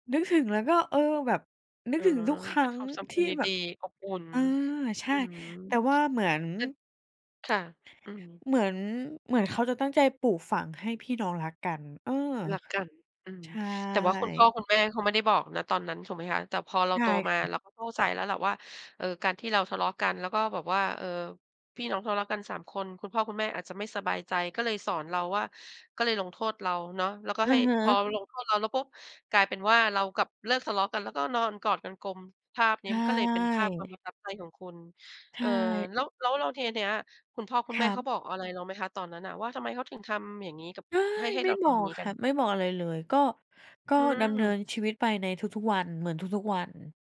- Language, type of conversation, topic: Thai, podcast, คุณมีความทรงจำในครอบครัวเรื่องไหนที่ยังทำให้รู้สึกอบอุ่นมาจนถึงวันนี้?
- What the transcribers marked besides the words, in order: other background noise